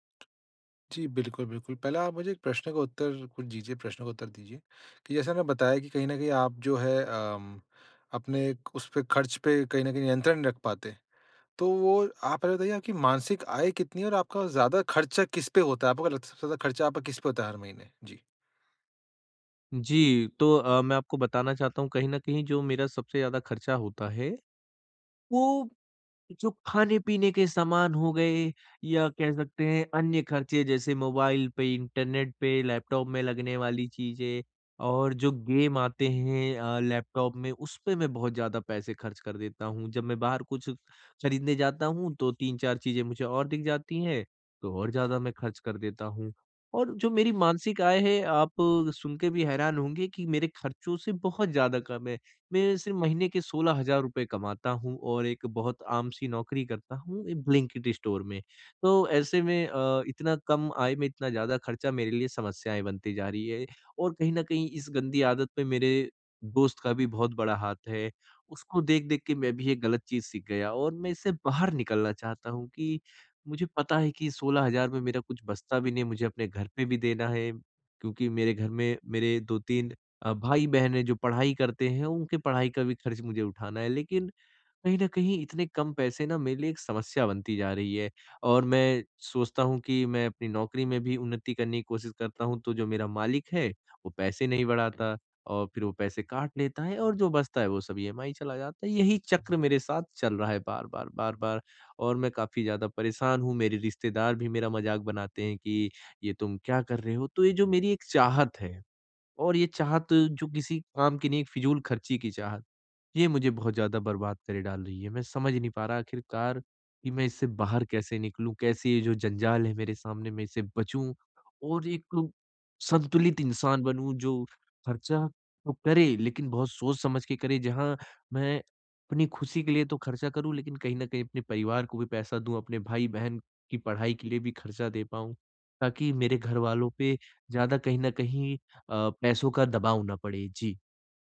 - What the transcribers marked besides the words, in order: tapping; other background noise
- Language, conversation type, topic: Hindi, advice, मैं अपनी चाहतों और जरूरतों के बीच संतुलन कैसे बना सकता/सकती हूँ?